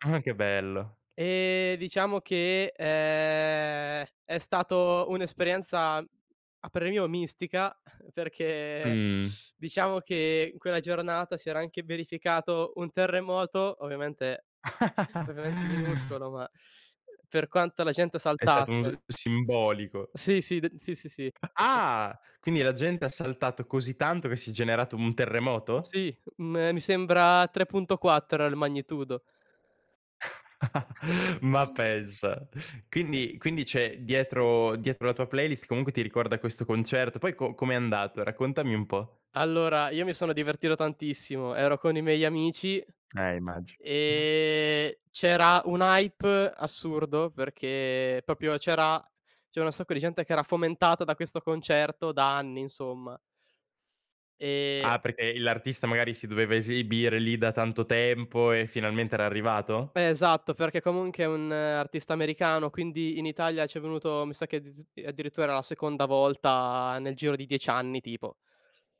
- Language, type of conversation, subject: Italian, podcast, Che playlist senti davvero tua, e perché?
- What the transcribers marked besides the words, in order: chuckle; teeth sucking; chuckle; teeth sucking; other background noise; tapping; background speech; chuckle; "divertito" said as "divertiro"; in English: "hype"; "proprio" said as "popio"; "esibire" said as "esiibire"; "comunque" said as "comunche"